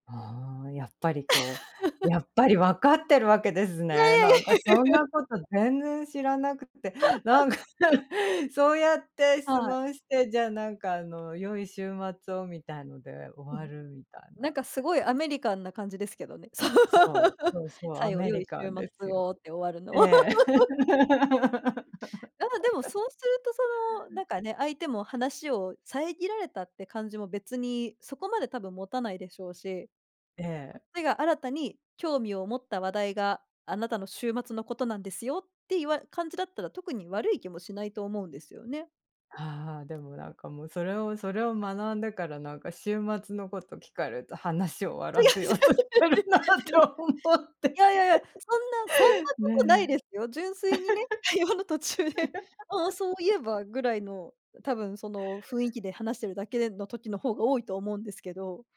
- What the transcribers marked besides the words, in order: laugh; laugh; laughing while speaking: "なんか"; laughing while speaking: "そう"; laugh; laughing while speaking: "違う、違いますって。違"; laughing while speaking: "話終わらせようとしてるなと思って"; laughing while speaking: "会話の途中で"; laugh
- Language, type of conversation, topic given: Japanese, podcast, 相手が話したくなる質問とはどんなものですか？